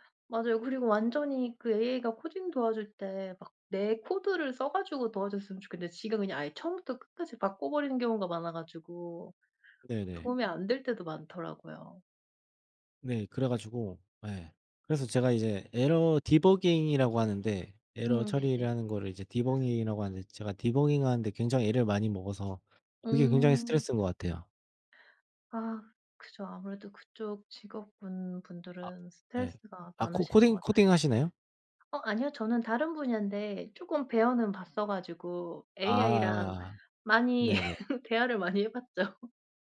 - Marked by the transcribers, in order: in English: "에러 디버깅이라고"; in English: "에러"; in English: "디버깅이라고"; in English: "디버깅하는데"; other background noise; tapping; laugh
- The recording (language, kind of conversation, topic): Korean, unstructured, 취미가 스트레스 해소에 어떻게 도움이 되나요?